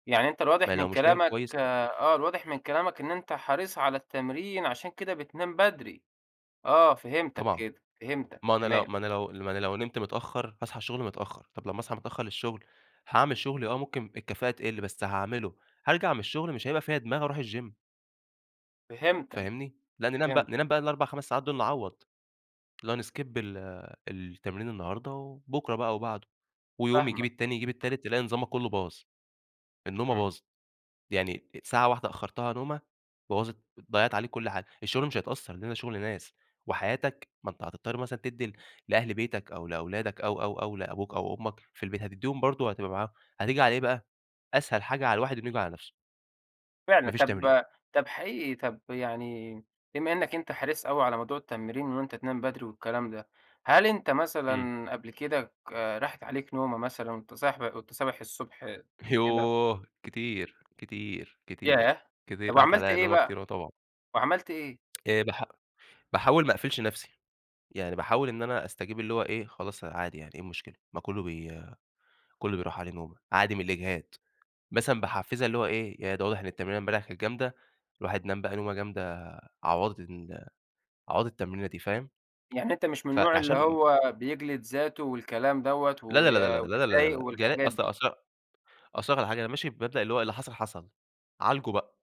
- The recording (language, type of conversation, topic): Arabic, podcast, إزاي بتلاقي وقت للتمرين وسط الشغل والحياة؟
- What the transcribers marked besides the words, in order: in English: "الgym"; in English: "نskip"